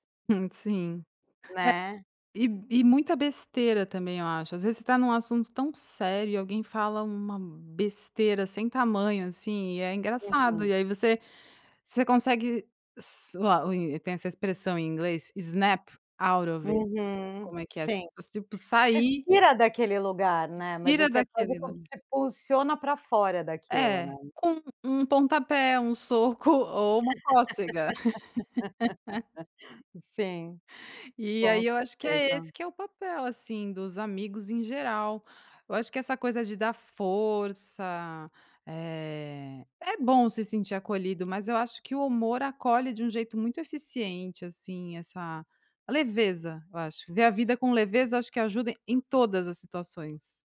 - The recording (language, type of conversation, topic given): Portuguese, podcast, Que papel a sua rede de amigos desempenha na sua resiliência?
- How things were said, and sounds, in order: in English: "snap out of it"; tapping; laugh; laugh